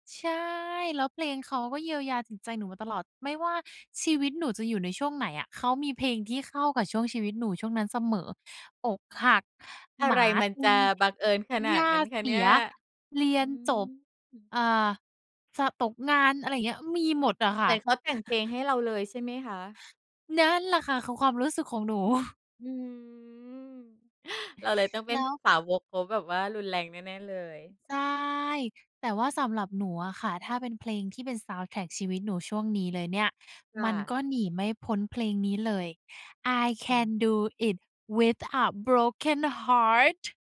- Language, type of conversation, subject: Thai, podcast, มีเพลงไหนที่เคยเป็นเหมือนเพลงประกอบชีวิตของคุณอยู่ช่วงหนึ่งไหม?
- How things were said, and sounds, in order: tapping; other background noise; drawn out: "อืม"; in English: "I can do it with a broken heart"